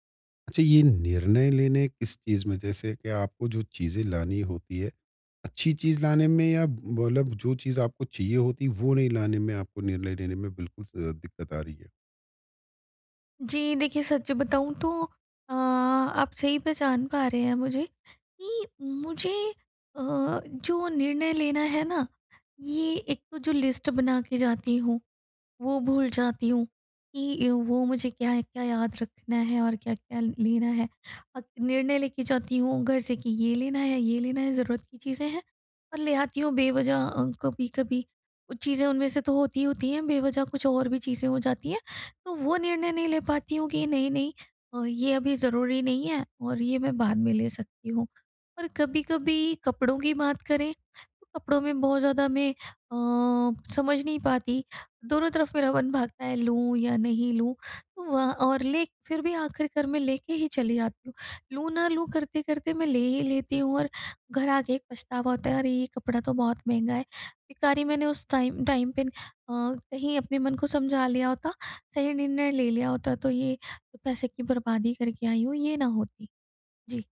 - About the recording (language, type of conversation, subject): Hindi, advice, शॉपिंग करते समय सही निर्णय कैसे लूँ?
- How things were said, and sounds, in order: in English: "लिस्ट"; in English: "टाइम टाइम"